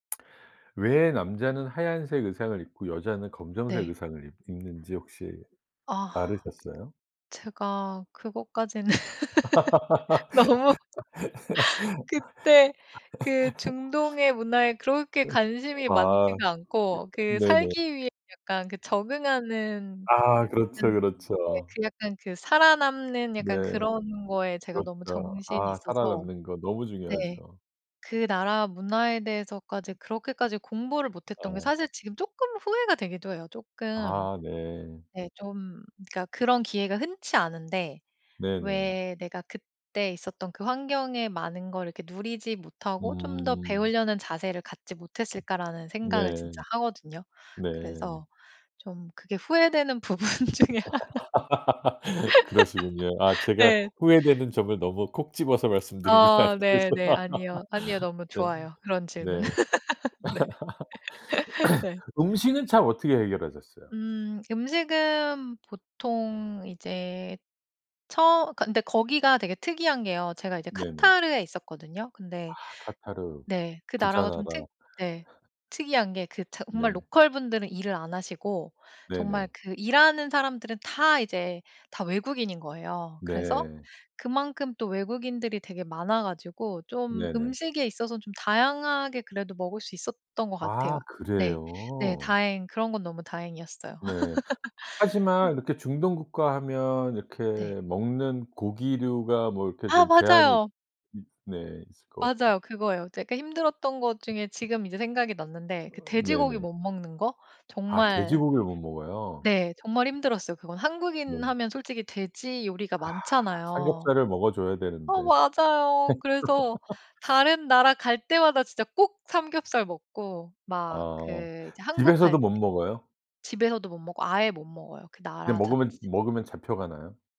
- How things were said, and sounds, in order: other background noise; laughing while speaking: "그것까지는 너무 그때"; laugh; tapping; laugh; laughing while speaking: "부분 중에 하나"; laugh; laughing while speaking: "것 같아서"; laugh; throat clearing; laugh; laughing while speaking: "네"; laugh; laugh; laugh
- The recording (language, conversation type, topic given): Korean, podcast, 갑자기 환경이 바뀌었을 때 어떻게 적응하셨나요?